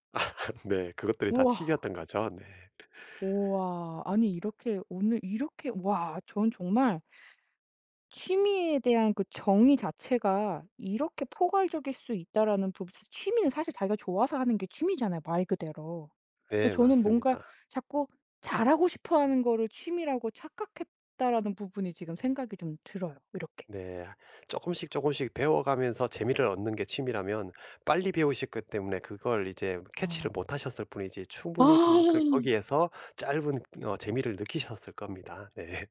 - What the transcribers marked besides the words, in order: laughing while speaking: "아"; tapping; in English: "catch를"; laughing while speaking: "네"
- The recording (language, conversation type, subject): Korean, advice, 요즘 취미나 즐거움이 사라져 작은 활동에도 흥미가 없는데, 왜 그런 걸까요?